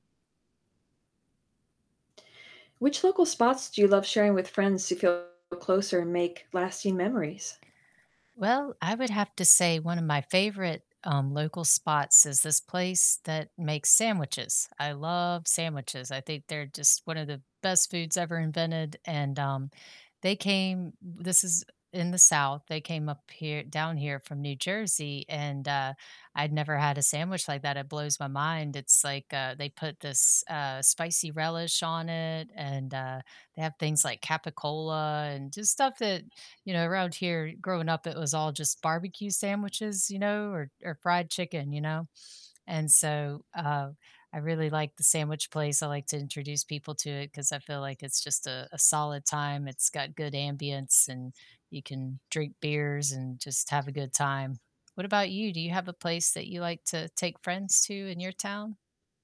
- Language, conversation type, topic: English, unstructured, Which local places do you love sharing with friends to feel closer and make lasting memories?
- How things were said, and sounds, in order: distorted speech; static; other background noise; background speech